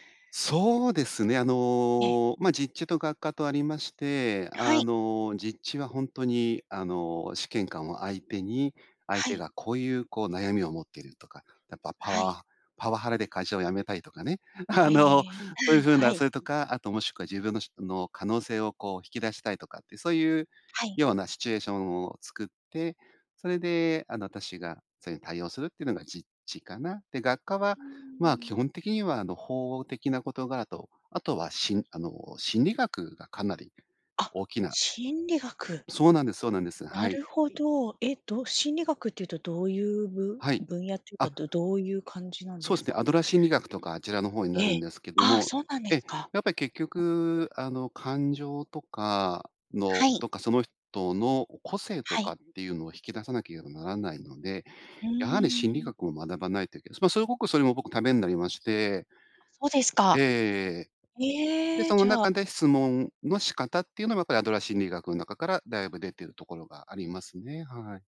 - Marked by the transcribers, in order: other background noise; tapping; unintelligible speech
- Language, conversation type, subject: Japanese, podcast, 質問をうまく活用するコツは何だと思いますか？